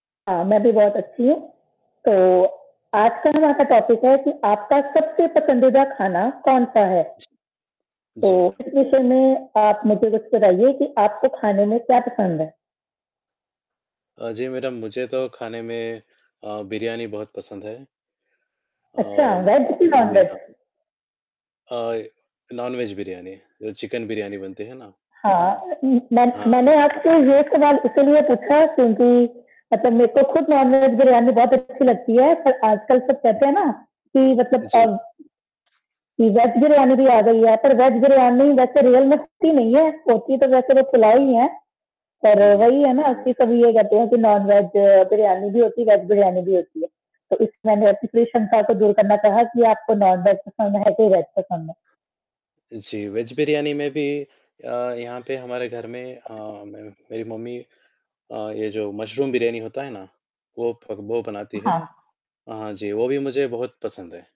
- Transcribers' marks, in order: static; distorted speech; in English: "टॉपिक"; in English: "वेज"; in English: "नॉन वेज?"; in English: "नॉन वेज"; in English: "नॉन वेज"; in English: "वेज"; in English: "रियल"; in English: "नॉन वेज"; in English: "वेज"; in English: "नॉन वेज"; in English: "वेज"; in English: "वेज"; other background noise
- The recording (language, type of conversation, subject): Hindi, unstructured, आपका सबसे पसंदीदा खाना कौन सा है?